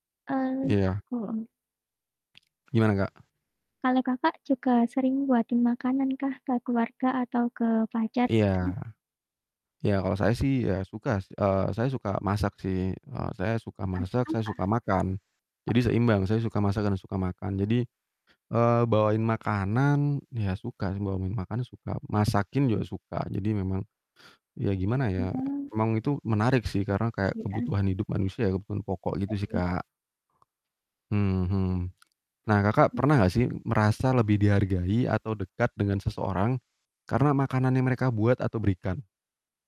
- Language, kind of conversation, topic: Indonesian, unstructured, Bagaimana makanan dapat menjadi cara untuk menunjukkan perhatian kepada orang lain?
- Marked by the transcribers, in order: static; distorted speech; unintelligible speech; tapping